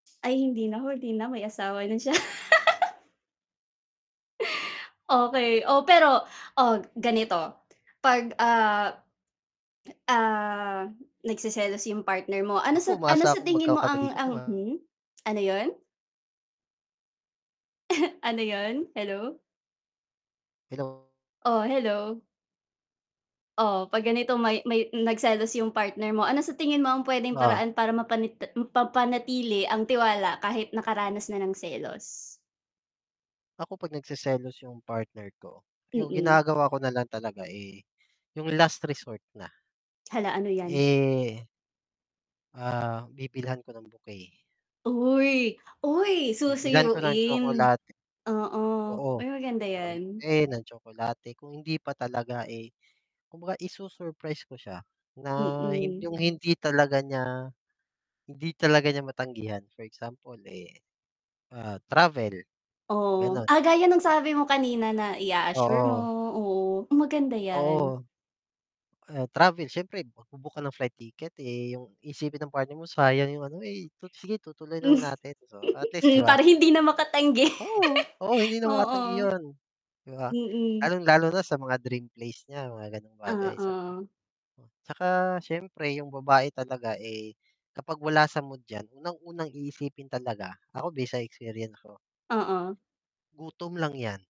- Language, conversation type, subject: Filipino, unstructured, Paano mo haharapin ang selos sa isang relasyon?
- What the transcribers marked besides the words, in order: static; laugh; distorted speech; chuckle; "mapanatili" said as "papanatili"; tapping; other background noise; chuckle; laugh